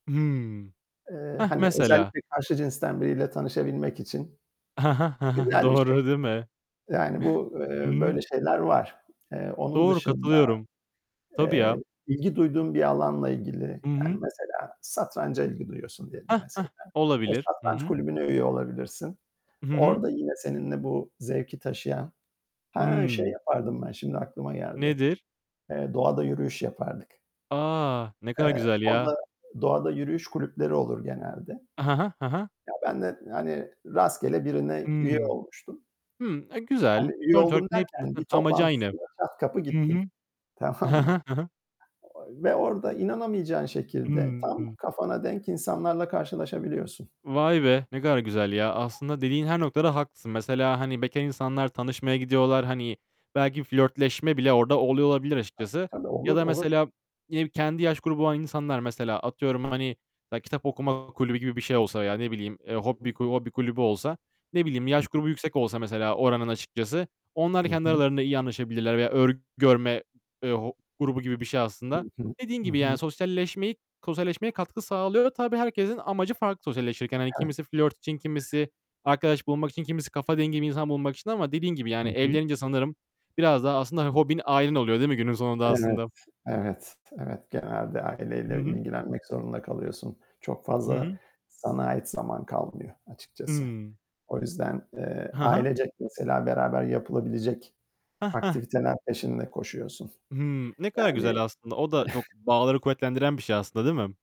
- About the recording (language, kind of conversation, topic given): Turkish, unstructured, Hangi hobin seni en çok rahatlatıyor?
- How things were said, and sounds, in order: static; distorted speech; tapping; other background noise; laughing while speaking: "tamam mı?"; chuckle